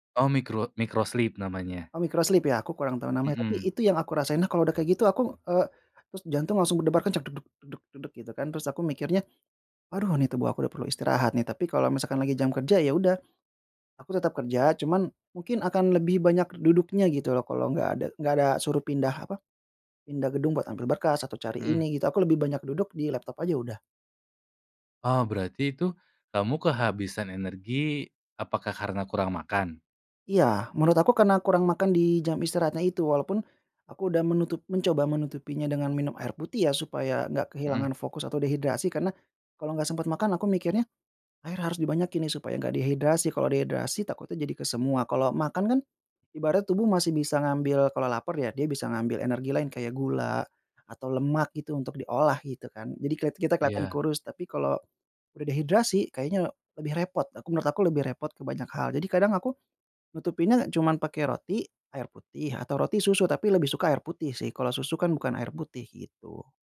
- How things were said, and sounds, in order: in English: "sleep"; in English: "sleep"
- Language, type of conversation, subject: Indonesian, podcast, Bagaimana cara kamu menetapkan batas agar tidak kehabisan energi?